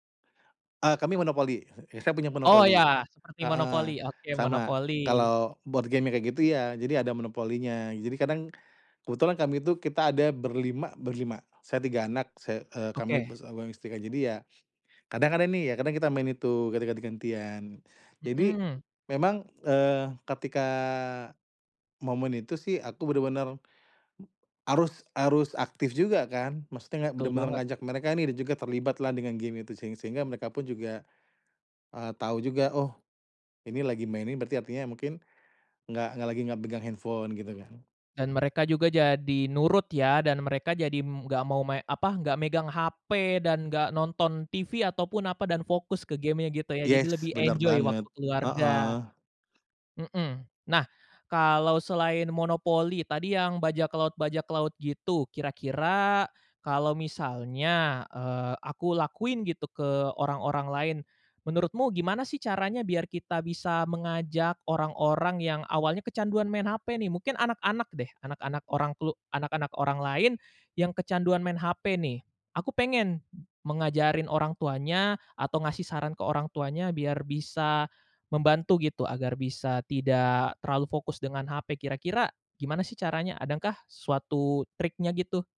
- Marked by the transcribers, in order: other background noise; in English: "board game"; tapping; in English: "enjoy"
- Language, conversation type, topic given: Indonesian, podcast, Bagaimana kamu mengurangi waktu menatap layar setiap hari?